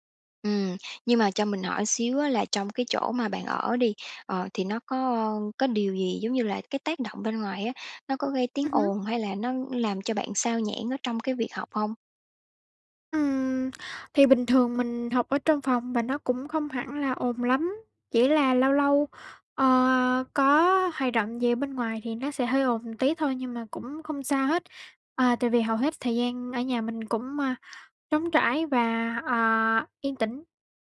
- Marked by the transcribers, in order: tapping; other background noise
- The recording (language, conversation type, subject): Vietnamese, advice, Làm thế nào để bỏ thói quen trì hoãn các công việc quan trọng?